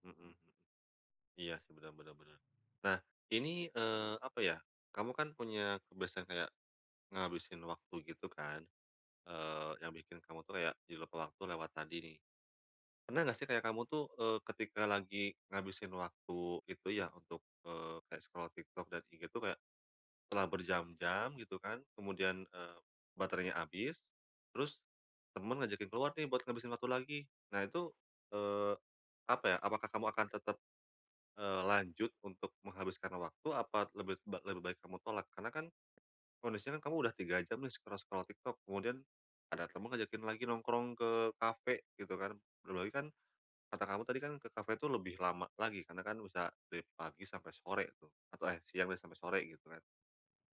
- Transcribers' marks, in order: in English: "scroll"; in English: "scroll-scroll"; tapping
- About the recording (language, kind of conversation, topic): Indonesian, podcast, Apa kegiatan yang selalu bikin kamu lupa waktu?